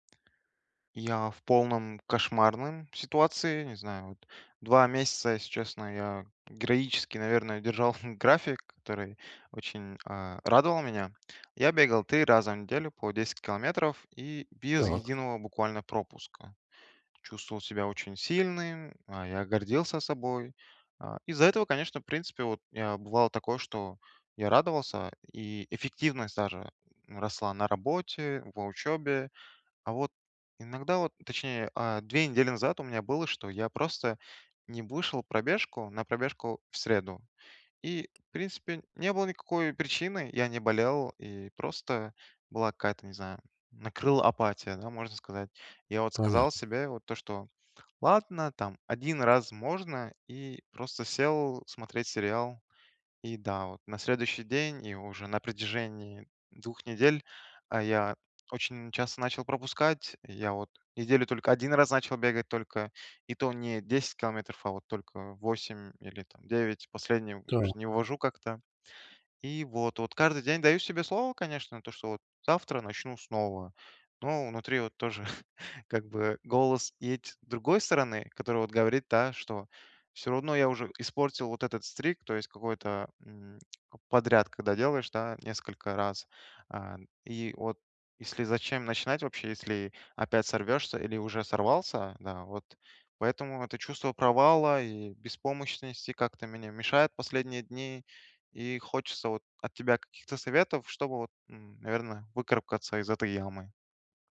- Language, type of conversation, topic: Russian, advice, Как восстановиться после срыва, не впадая в отчаяние?
- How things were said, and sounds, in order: tapping; chuckle; chuckle; "есть" said as "еть"; in English: "streak"; "мне" said as "мене"